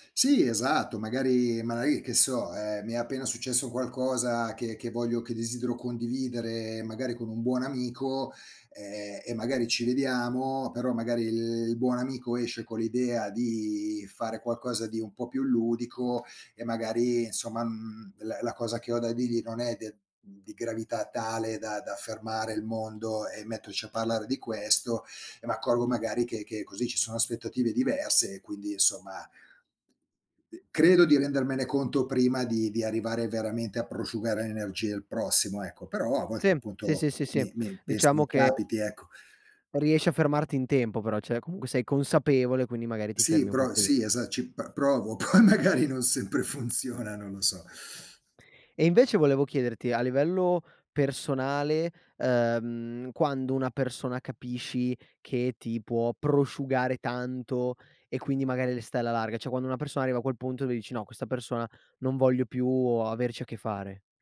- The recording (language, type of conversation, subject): Italian, podcast, Come gestisci le relazioni che ti prosciugano le energie?
- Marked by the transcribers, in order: tapping; other background noise; laughing while speaking: "poi magari non sempre funziona"